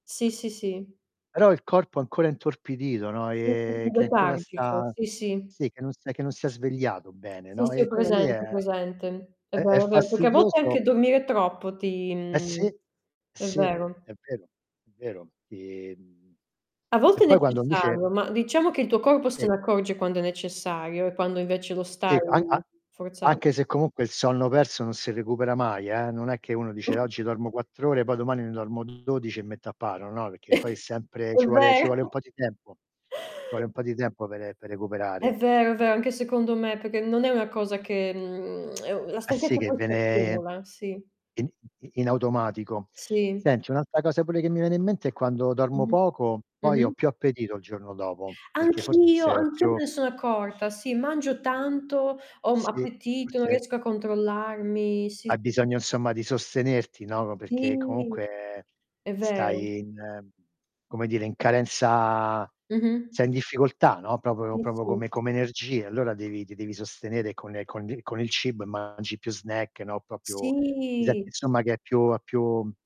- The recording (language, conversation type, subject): Italian, unstructured, Qual è il tuo rituale serale per dormire bene?
- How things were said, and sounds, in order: distorted speech; drawn out: "e"; chuckle; mechanical hum; chuckle; laughing while speaking: "È vero!"; static; drawn out: "mhmm"; lip smack; other noise; other background noise; tapping; drawn out: "Sì!"; in English: "snack"; drawn out: "Sì"